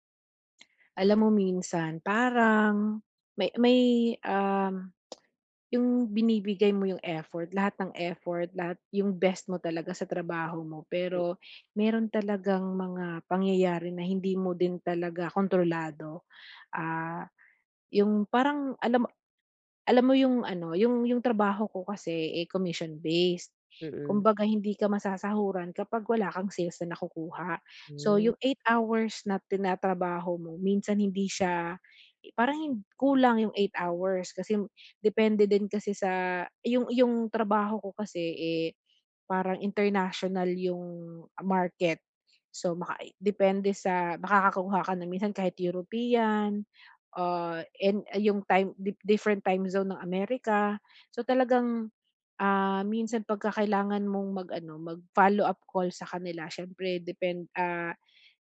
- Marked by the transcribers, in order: tapping; drawn out: "Ah"
- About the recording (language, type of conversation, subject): Filipino, advice, Paano ko mapapalaya ang sarili ko mula sa mga inaasahan at matututong tanggapin na hindi ko kontrolado ang resulta?